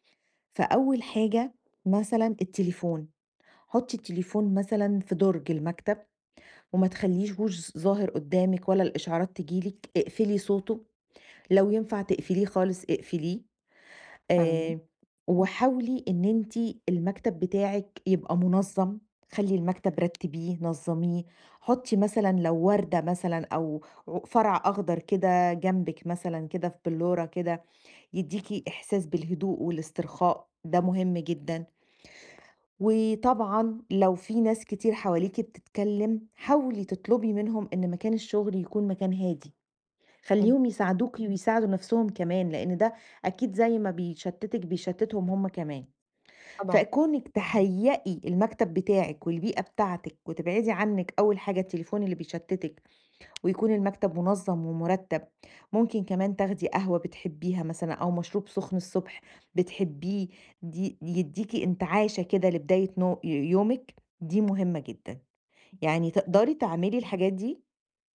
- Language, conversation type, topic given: Arabic, advice, إزاي أقلّل التشتت عشان أقدر أشتغل بتركيز عميق ومستمر على مهمة معقدة؟
- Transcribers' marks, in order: "وما تخلّيهوش" said as "وماتخلّيشهوز"; tapping; unintelligible speech; unintelligible speech